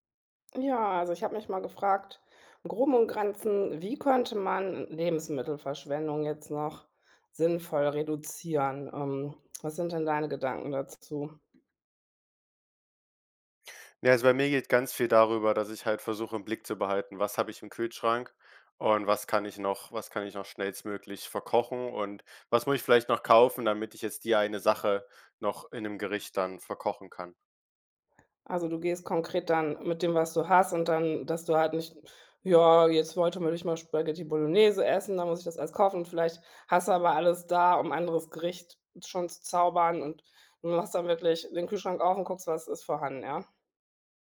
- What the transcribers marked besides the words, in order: other background noise; put-on voice: "Ja, jetzt wollte man eigentlich mal Spaghetti Bolognese"; other noise
- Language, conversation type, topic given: German, podcast, Wie kann man Lebensmittelverschwendung sinnvoll reduzieren?
- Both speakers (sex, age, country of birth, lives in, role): female, 40-44, Germany, Germany, host; male, 18-19, Germany, Germany, guest